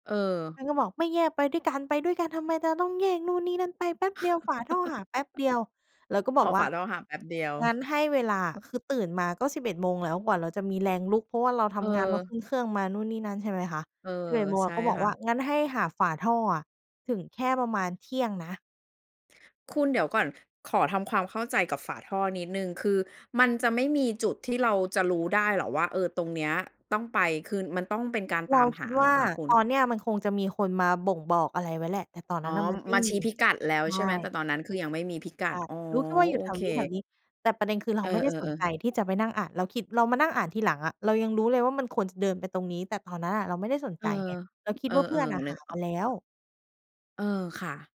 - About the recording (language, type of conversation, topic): Thai, podcast, มีเหตุการณ์ไหนที่เพื่อนร่วมเดินทางทำให้การเดินทางลำบากบ้างไหม?
- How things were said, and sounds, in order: chuckle